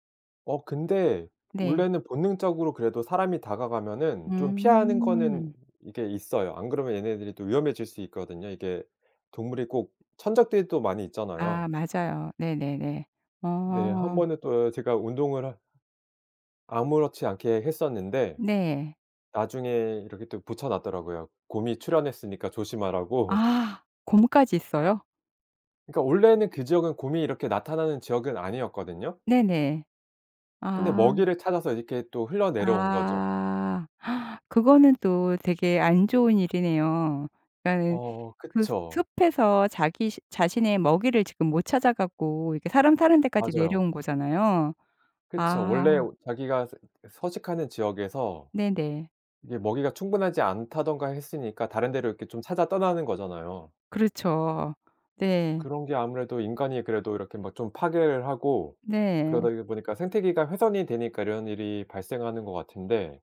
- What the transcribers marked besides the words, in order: other background noise; gasp
- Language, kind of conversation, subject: Korean, podcast, 자연이 위로가 됐던 순간을 들려주실래요?